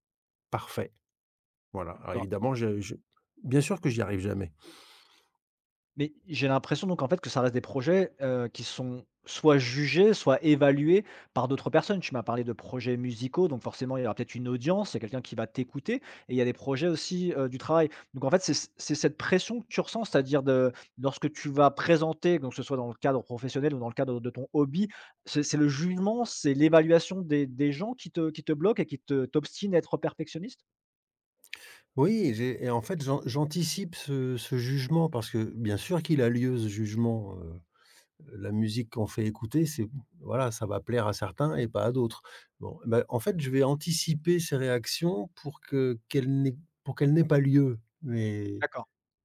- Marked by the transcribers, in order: stressed: "t'écouter"; stressed: "pression"; stressed: "hobby"
- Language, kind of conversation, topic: French, advice, Comment mon perfectionnisme m’empêche-t-il d’avancer et de livrer mes projets ?